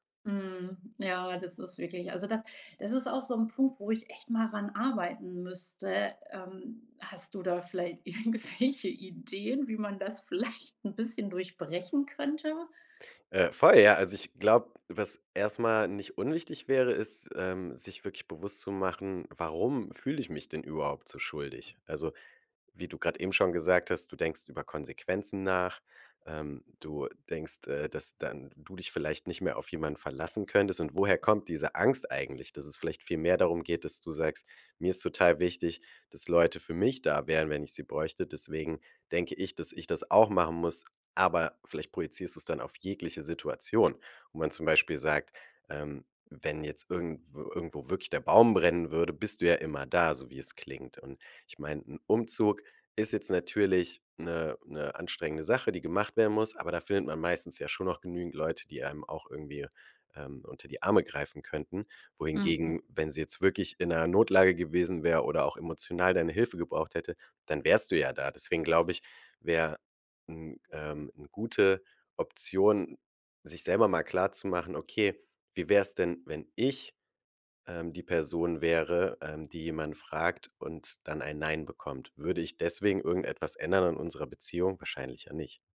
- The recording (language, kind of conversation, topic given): German, advice, Wie kann ich Nein sagen, ohne Schuldgefühle zu haben?
- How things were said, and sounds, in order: laughing while speaking: "irgendwelche"; laughing while speaking: "vielleicht"; stressed: "mich"; stressed: "auch"; stressed: "ich"